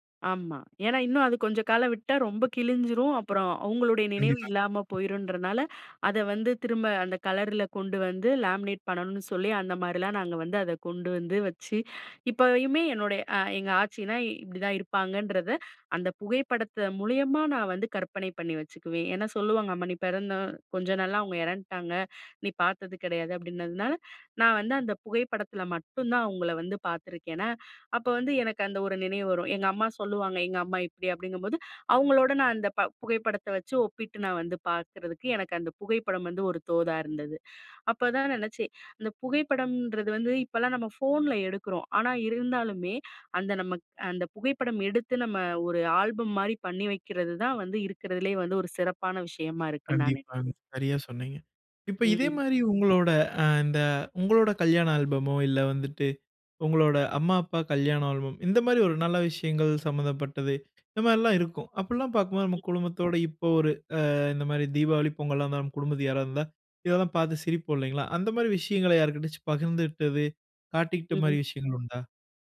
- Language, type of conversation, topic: Tamil, podcast, பழைய புகைப்படங்களைப் பார்த்தால் உங்களுக்கு என்ன மாதிரியான உணர்வுகள் வரும்?
- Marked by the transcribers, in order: other background noise; in English: "லாமினேட்"; in English: "ஆல்பமோ"; in English: "ஆல்பம்"